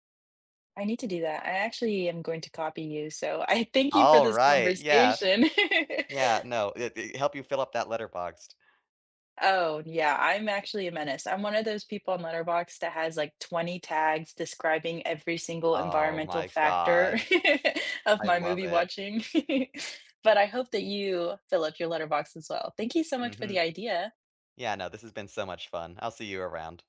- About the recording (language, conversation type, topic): English, unstructured, Which animated films have surprised you with their depth and humor?
- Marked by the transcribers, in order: laugh; laugh